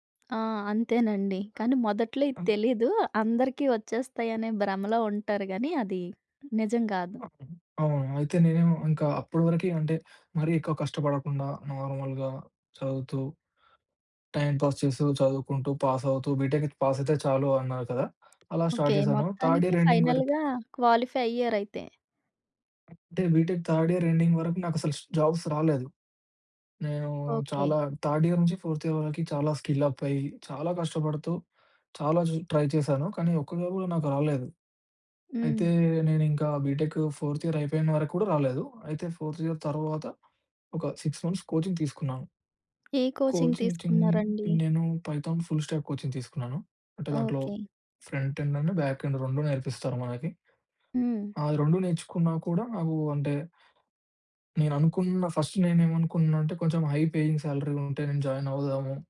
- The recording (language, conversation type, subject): Telugu, podcast, ముందుగా ఊహించని ఒక ఉద్యోగ అవకాశం మీ జీవితాన్ని ఎలా మార్చింది?
- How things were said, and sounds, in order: other background noise; in English: "నార్మల్‌గా"; in English: "పాస్"; in English: "పాస్"; in English: "బిటెక్ పాస్"; tapping; in English: "స్టార్ట్"; in English: "థర్డ్ ఇయర్ ఎండింగ్"; in English: "ఫైనల్‌గా క్వాలిఫై"; in English: "బిటెక్ థర్డ్ ఇయర్ ఎండింగ్"; in English: "జాబ్స్"; in English: "థర్డ్ ఇయర్"; in English: "ఫోర్త్ ఇయర్"; in English: "స్కిల్ అప్"; in English: "ట్రై"; in English: "బిటెక్ ఫోర్త్ ఇయర్"; in English: "ఫోర్త్ ఇయర్"; in English: "సిక్స్ మంత్స్ కోచింగ్"; in English: "కోచింగ్"; in English: "కోచింగ్"; in English: "పైథాన్ ఫుల్‌స్టాక్ కోచింగ్"; in English: "ఫ్రంట్ ఎండ్, అండ్ బ్యాక్ ఎండ్"; in English: "ఫస్ట్"; in English: "హై పేయింగ్"